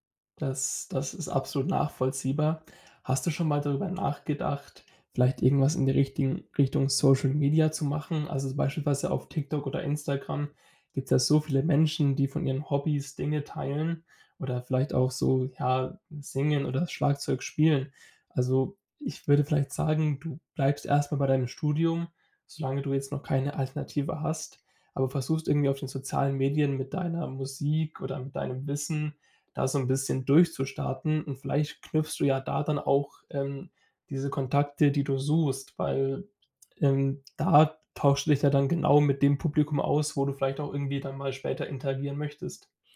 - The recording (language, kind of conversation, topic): German, advice, Wie kann ich klare Prioritäten zwischen meinen persönlichen und beruflichen Zielen setzen?
- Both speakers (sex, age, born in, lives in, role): male, 18-19, Germany, Germany, user; male, 20-24, Germany, Germany, advisor
- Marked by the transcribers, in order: none